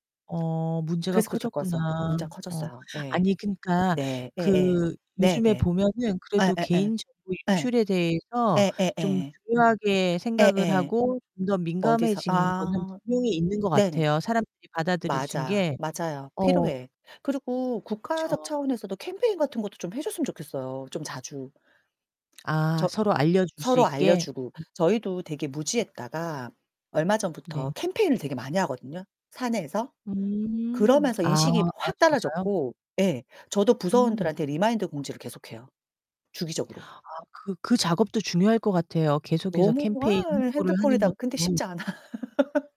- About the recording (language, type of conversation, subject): Korean, unstructured, 개인정보가 유출된 적이 있나요, 그리고 그때 어떻게 대응하셨나요?
- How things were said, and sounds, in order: other background noise; distorted speech; tapping; laugh